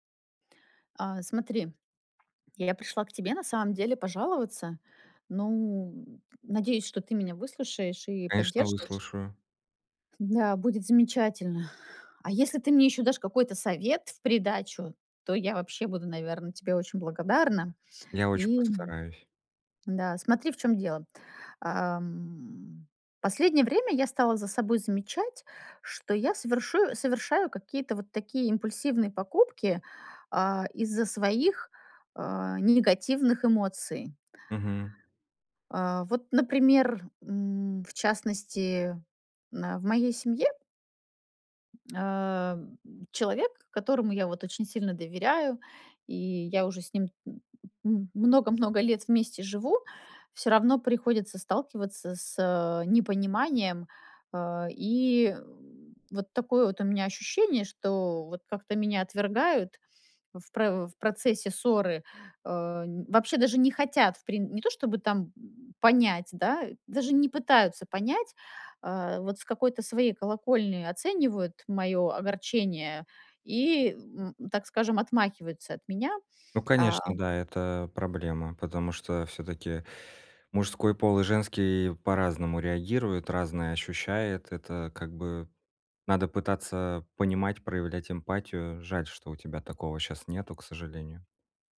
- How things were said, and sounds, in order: none
- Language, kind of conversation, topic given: Russian, advice, Как мне контролировать импульсивные покупки и эмоциональные траты?